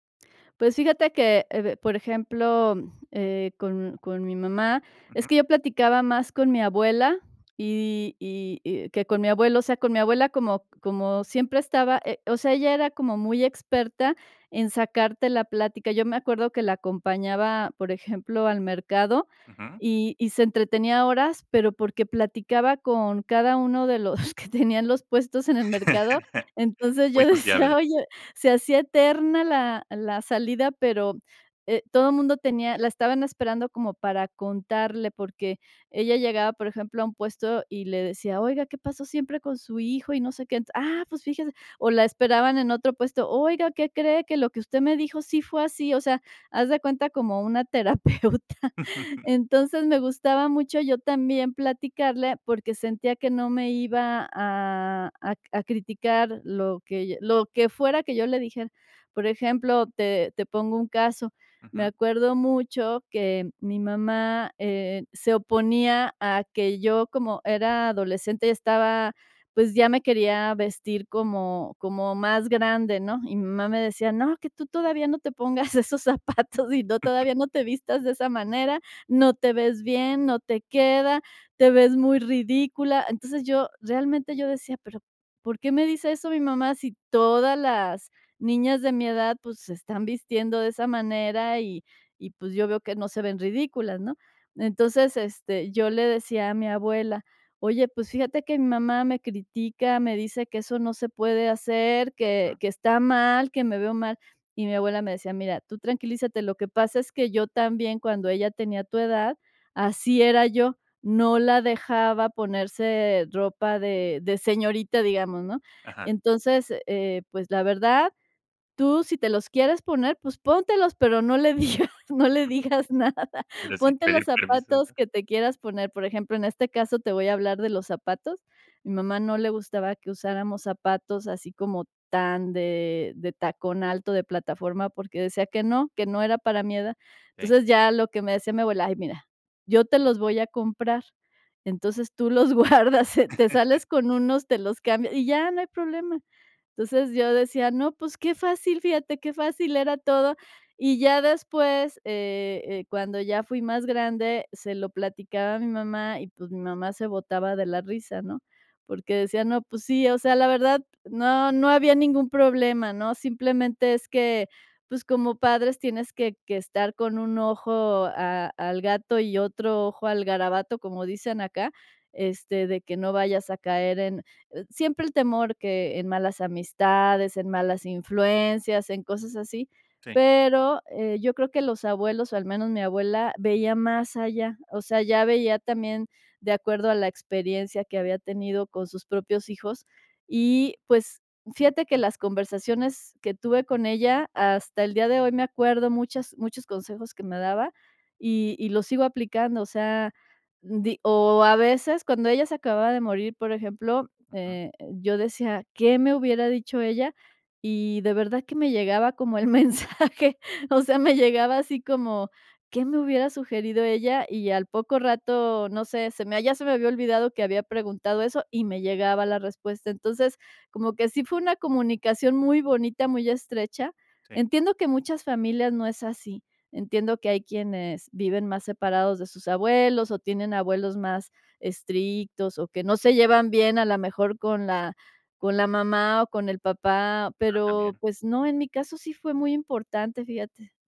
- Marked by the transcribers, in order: chuckle; other background noise; chuckle; chuckle; laughing while speaking: "terapeuta"; laughing while speaking: "zapatos"; chuckle; laughing while speaking: "digas no le digas nada"; chuckle; laughing while speaking: "tú los guardas"; chuckle; laughing while speaking: "el mensaje"
- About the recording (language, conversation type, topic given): Spanish, podcast, ¿Qué papel crees que deben tener los abuelos en la crianza?